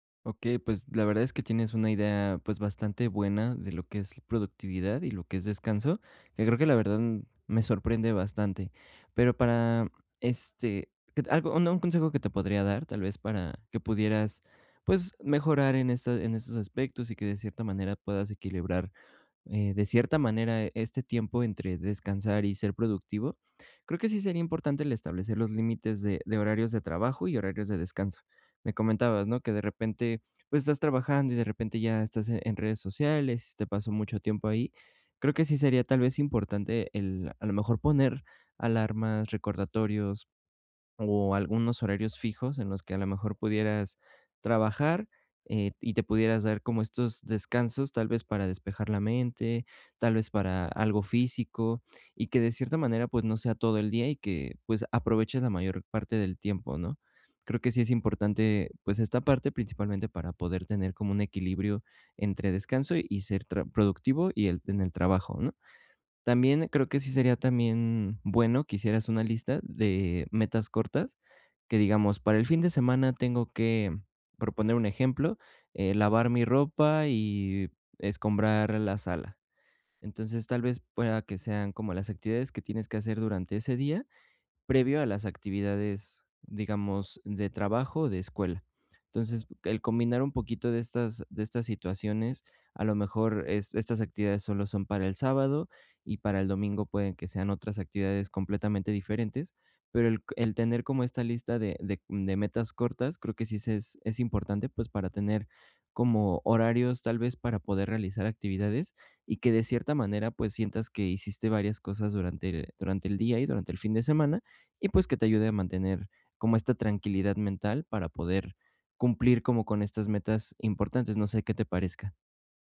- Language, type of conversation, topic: Spanish, advice, ¿Cómo puedo equilibrar mi tiempo entre descansar y ser productivo los fines de semana?
- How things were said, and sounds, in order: none